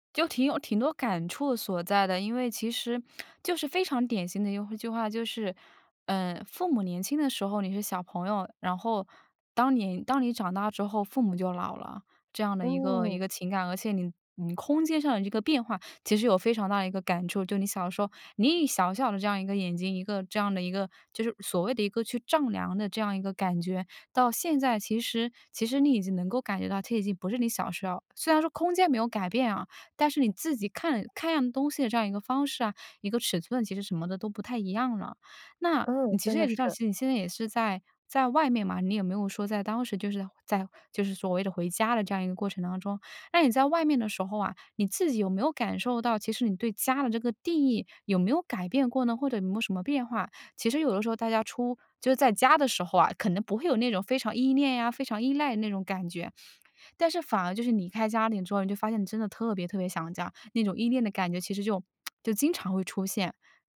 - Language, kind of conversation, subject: Chinese, podcast, 哪个地方会让你瞬间感觉像回到家一样？
- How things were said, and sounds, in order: tapping; other background noise; lip smack